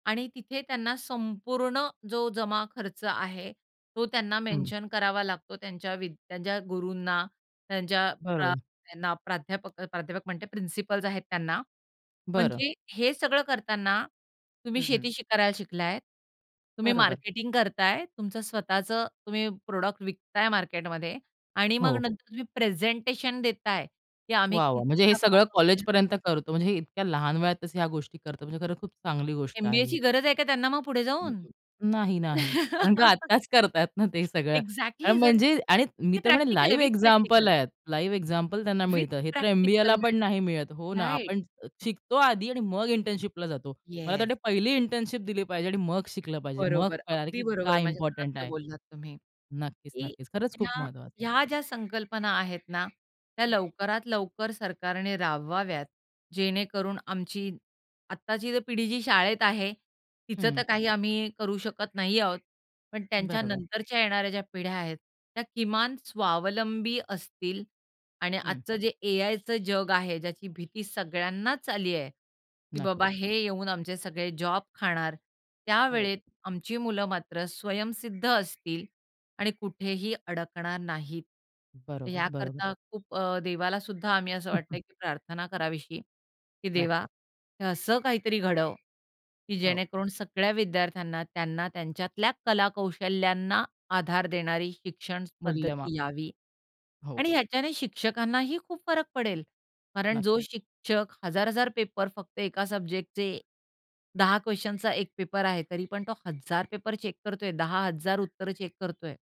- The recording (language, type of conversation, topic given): Marathi, podcast, शाळेतील मूल्यमापन फक्त गुणांवरच आधारित असावे असे तुम्हाला वाटत नाही का?
- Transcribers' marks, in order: in English: "मेन्शन"; in English: "प्रॉडक्ट"; in English: "प्रेझेंटेशन"; other background noise; laugh; in English: "एक्झॅक्टली"; in English: "लाईव्ह"; in English: "लाईव्ह"; in English: "राइट"; in English: "इंटर्नशिपला"; in English: "इंटर्नशिप"; in English: "इम्पोर्टंट"; tapping; bird